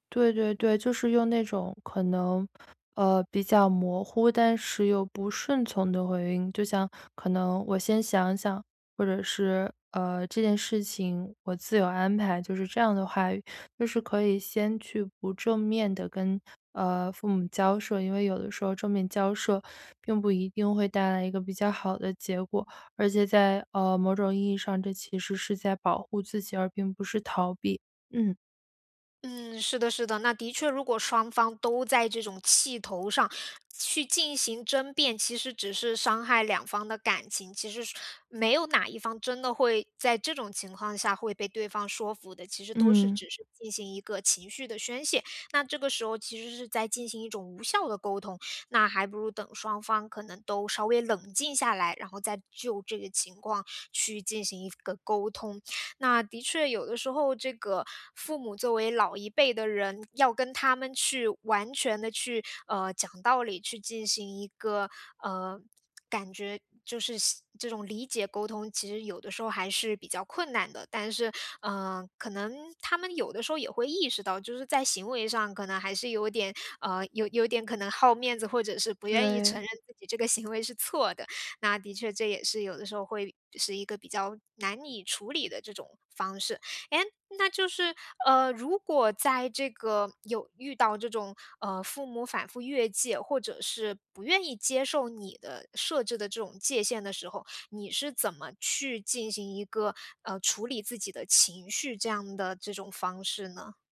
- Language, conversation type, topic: Chinese, podcast, 当父母越界时，你通常会怎么应对？
- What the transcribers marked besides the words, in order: teeth sucking; other background noise